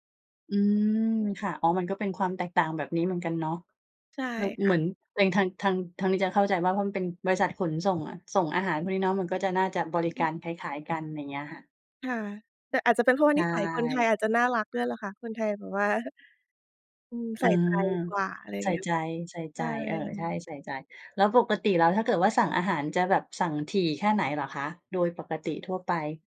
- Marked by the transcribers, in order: other noise
- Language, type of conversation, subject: Thai, podcast, คุณใช้แอปสั่งอาหารบ่อยแค่ไหน และมีประสบการณ์อะไรที่อยากเล่าให้ฟังบ้าง?